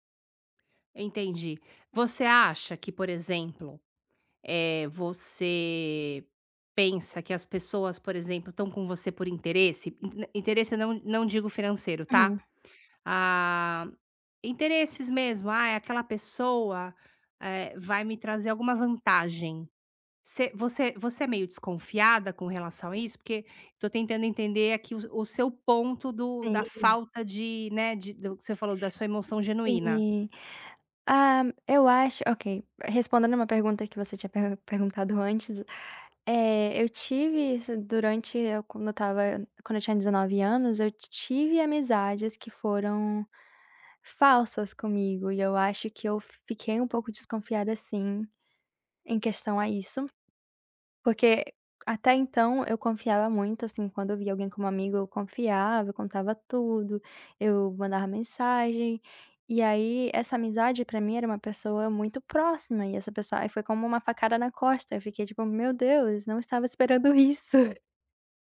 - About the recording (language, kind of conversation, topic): Portuguese, advice, Como posso começar a expressar emoções autênticas pela escrita ou pela arte?
- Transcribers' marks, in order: tapping; laughing while speaking: "isso"